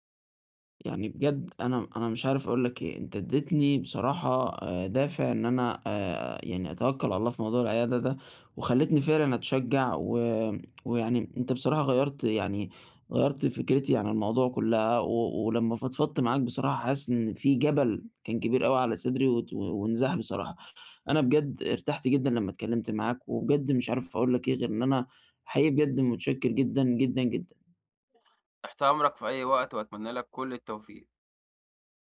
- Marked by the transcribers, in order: none
- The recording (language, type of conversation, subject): Arabic, advice, إزاي أتعامل مع ضغط النجاح وتوقّعات الناس اللي حواليّا؟
- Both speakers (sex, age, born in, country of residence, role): male, 20-24, United Arab Emirates, Egypt, user; male, 25-29, Egypt, Egypt, advisor